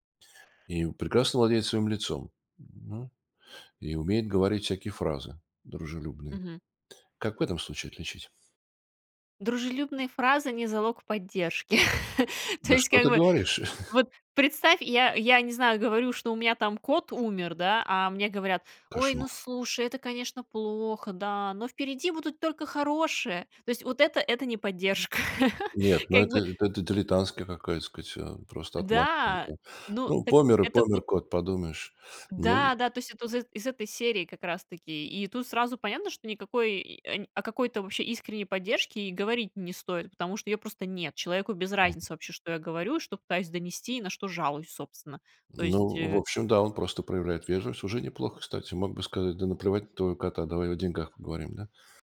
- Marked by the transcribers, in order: chuckle; put-on voice: "Ой, ну слушай, это, конечно, плохо, да, но впереди будут только хорошее"; laughing while speaking: "поддержка"; other background noise; chuckle
- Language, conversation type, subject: Russian, podcast, Как отличить настоящую поддержку от пустых слов?